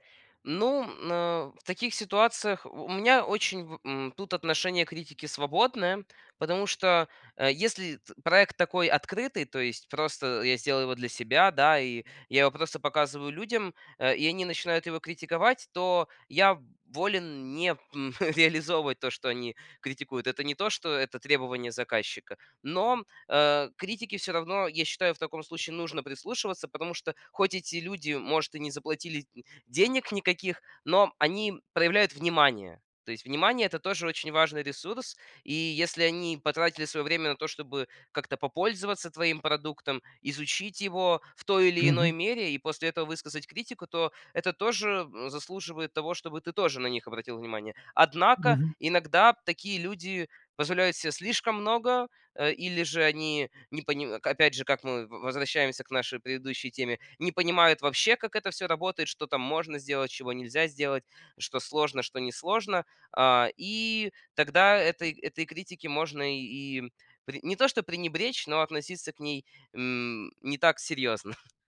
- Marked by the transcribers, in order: chuckle; tapping; chuckle
- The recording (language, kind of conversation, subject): Russian, podcast, Как ты реагируешь на критику своих идей?
- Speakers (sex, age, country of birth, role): male, 18-19, Ukraine, guest; male, 45-49, Russia, host